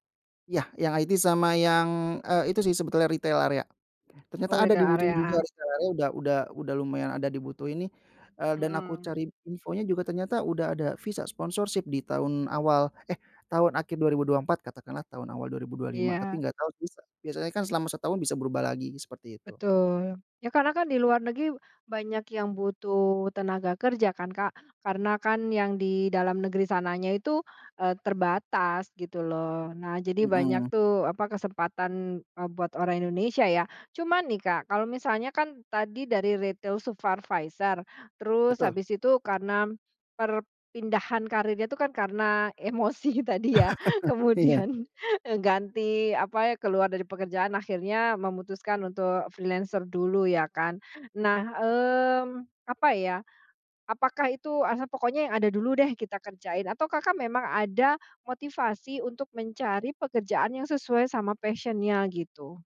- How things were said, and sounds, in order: laughing while speaking: "tadi ya. Kemudian"; chuckle; in English: "freelancer"; in English: "passion-nya"
- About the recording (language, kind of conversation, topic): Indonesian, podcast, Bagaimana cara menceritakan pengalaman beralih karier di CV dan saat wawancara?